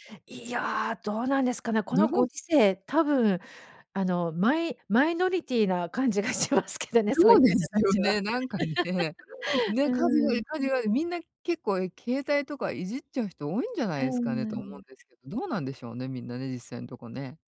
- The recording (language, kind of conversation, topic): Japanese, advice, 就寝前のルーティンを定着させるにはどうすればよいですか？
- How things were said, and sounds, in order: other noise; laughing while speaking: "しますけどね、そういう方たちは"; laugh